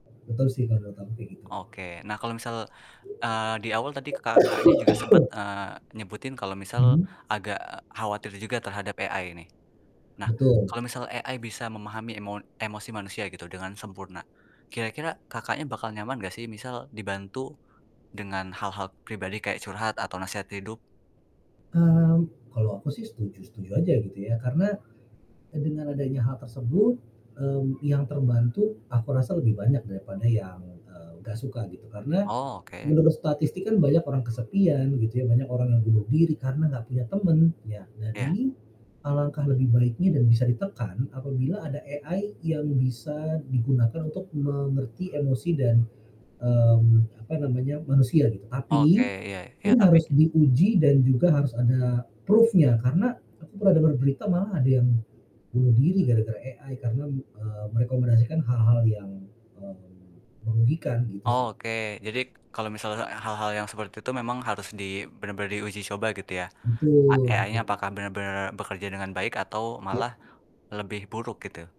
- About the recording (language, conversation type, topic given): Indonesian, podcast, Menurut Anda, apa saja keuntungan dan kerugian jika hidup semakin bergantung pada asisten kecerdasan buatan?
- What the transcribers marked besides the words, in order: static; wind; cough; in English: "AI"; tapping; in English: "AI"; other background noise; in English: "AI"; distorted speech; in English: "proof-nya"; in English: "AI"; in English: "AI-nya"